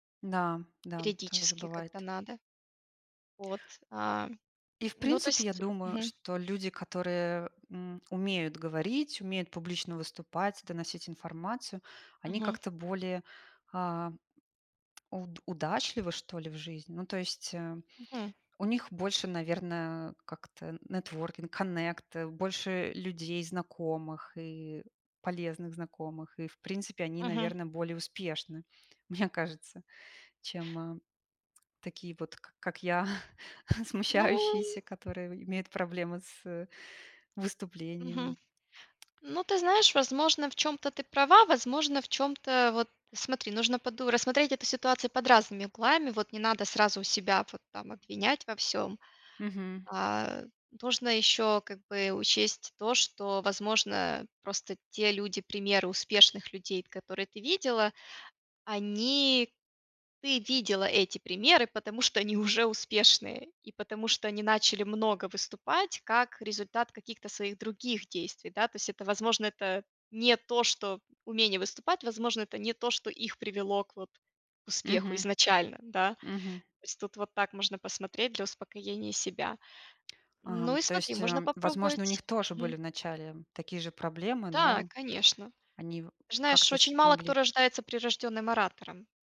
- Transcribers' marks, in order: tapping; in English: "networking, connect"; chuckle; drawn out: "Ну"; chuckle
- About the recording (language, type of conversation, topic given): Russian, advice, Как преодолеть страх выступать перед аудиторией после неудачного опыта?